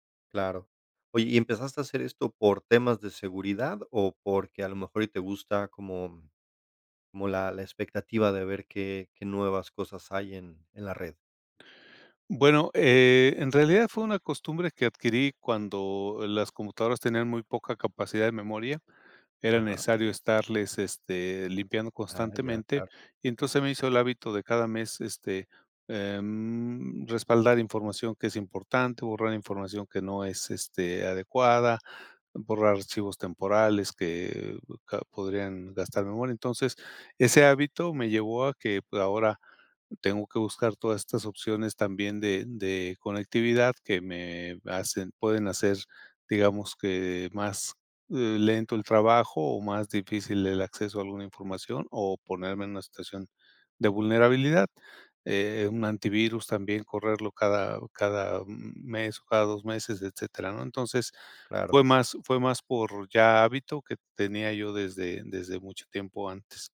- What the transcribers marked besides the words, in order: none
- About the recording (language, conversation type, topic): Spanish, podcast, ¿Cómo influye el algoritmo en lo que consumimos?